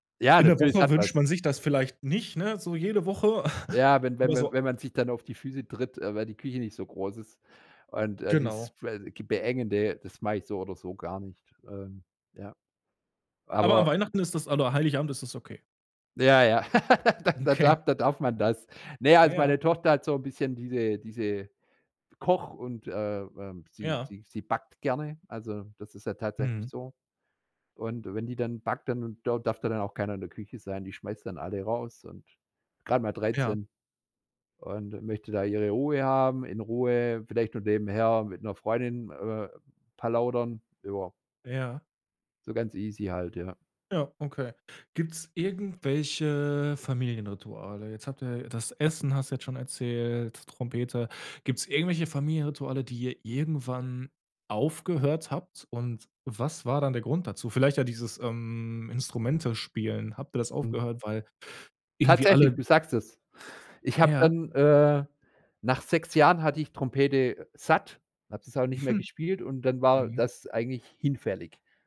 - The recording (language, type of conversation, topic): German, podcast, Welche Familienrituale sind dir als Kind besonders im Kopf geblieben?
- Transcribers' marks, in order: chuckle; unintelligible speech; laugh; laughing while speaking: "Okay"; in English: "easy"; chuckle